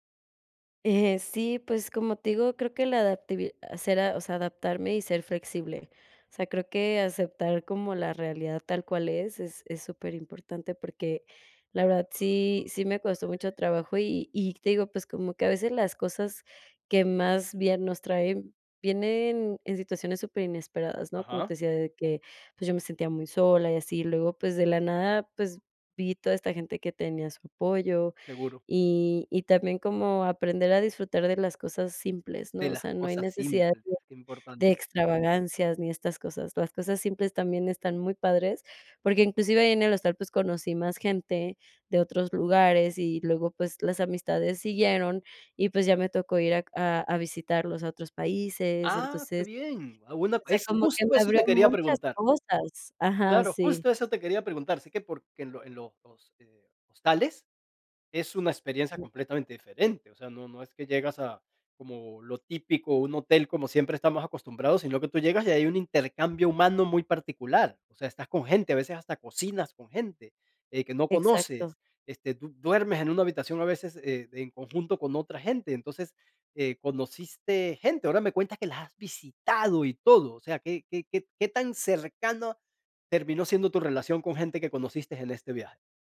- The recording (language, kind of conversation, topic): Spanish, podcast, ¿Qué viaje te cambió la vida?
- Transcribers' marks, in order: whistle; "costó" said as "cuesto"; unintelligible speech; tapping